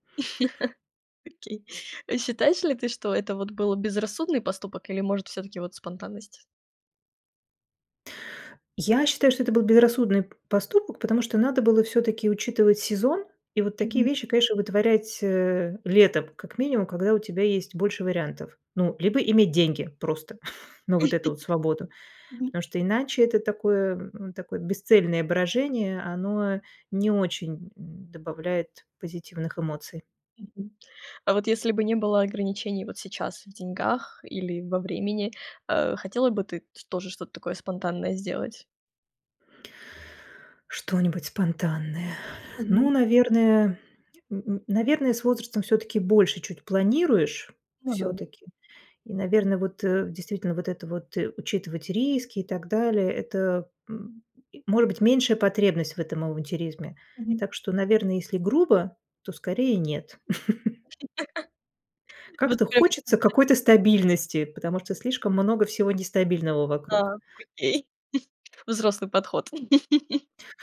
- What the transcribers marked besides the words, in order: chuckle; chuckle; unintelligible speech; chuckle; unintelligible speech; chuckle; chuckle; tapping
- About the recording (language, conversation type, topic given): Russian, podcast, Каким было ваше приключение, которое началось со спонтанной идеи?